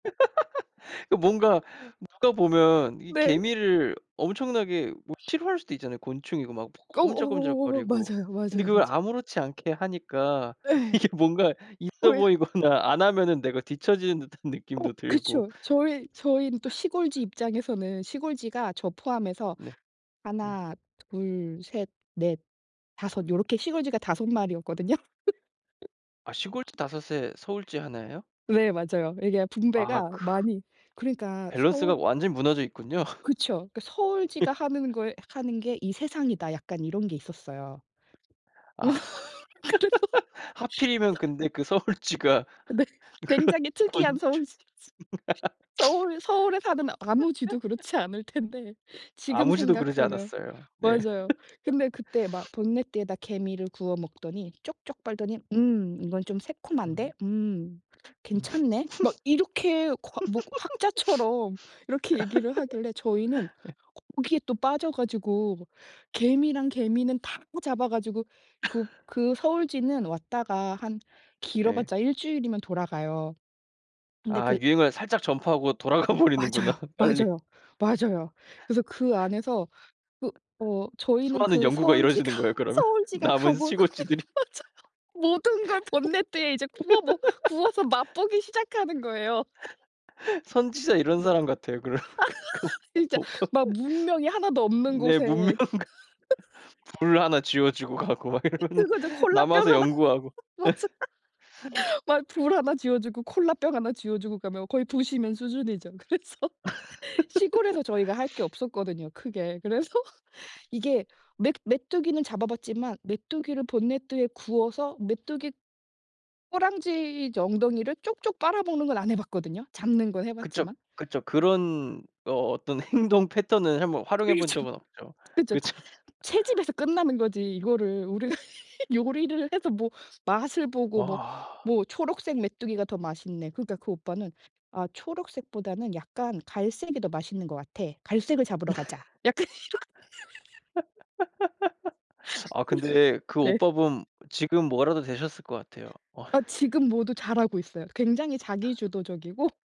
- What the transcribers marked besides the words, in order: laugh; laughing while speaking: "이게"; laughing while speaking: "보이거나"; laughing while speaking: "듯한"; other background noise; laugh; tapping; laugh; laugh; laughing while speaking: "그래서"; laugh; laughing while speaking: "네"; laughing while speaking: "서울쥐가 그런 곤충"; laugh; laughing while speaking: "텐데"; laugh; laughing while speaking: "음"; laugh; laugh; laughing while speaking: "돌아가 버리는구나 빨리"; laughing while speaking: "서울쥐가 서울쥐가 가고 나면 맞아요 … 보기 시작하는 거예요"; laughing while speaking: "그러면? 남은 시골쥐들이?"; laugh; unintelligible speech; laughing while speaking: "문명 그"; laugh; laughing while speaking: "그거죠. 콜라병 하나 맞아"; laughing while speaking: "이러면은"; laugh; laughing while speaking: "그래서"; laugh; laughing while speaking: "그래서"; laughing while speaking: "행동"; laughing while speaking: "그쵸"; laughing while speaking: "우리가 요리를 해서"; laugh; laughing while speaking: "약간 이렇게"; laugh; laughing while speaking: "그래서 네"; laughing while speaking: "어 저"; laughing while speaking: "주도적이고"
- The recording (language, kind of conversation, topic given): Korean, podcast, 어릴 때 가장 푹 빠져 있던 취미는 무엇이었나요?